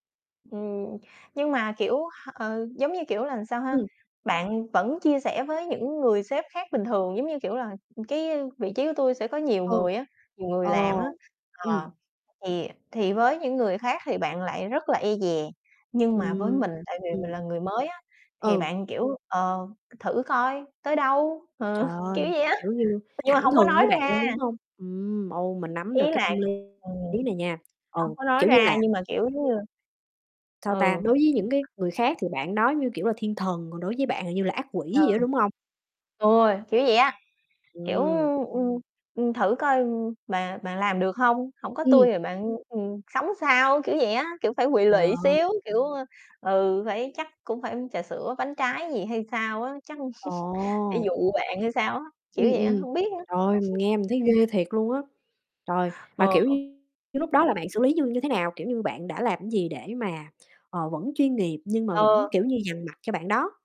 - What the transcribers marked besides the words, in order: other background noise; distorted speech; mechanical hum; laughing while speaking: "Ừ"; tapping; chuckle; chuckle
- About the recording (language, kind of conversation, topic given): Vietnamese, unstructured, Bạn đã bao giờ cảm thấy bị đối xử bất công ở nơi làm việc chưa?